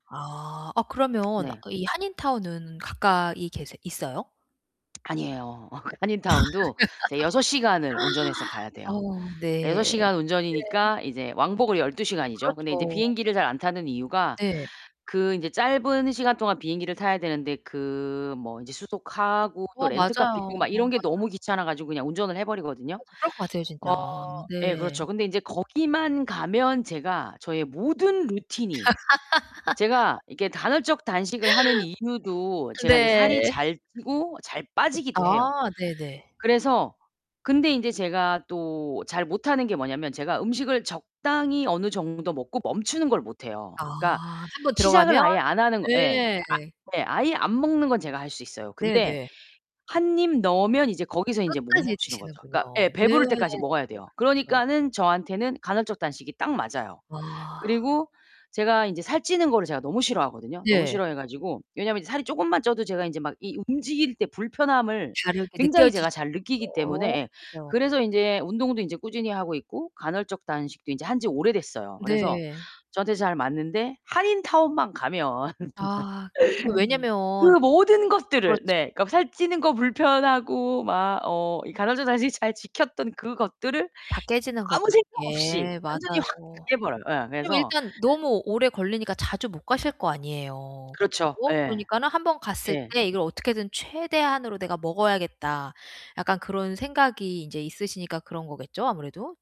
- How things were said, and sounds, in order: tsk; laughing while speaking: "어 그"; laugh; distorted speech; laugh; other background noise; unintelligible speech; laugh
- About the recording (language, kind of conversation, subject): Korean, advice, 일상 루틴을 깨고 새로운 자극을 얻으려면 어떻게 하면 좋을까요?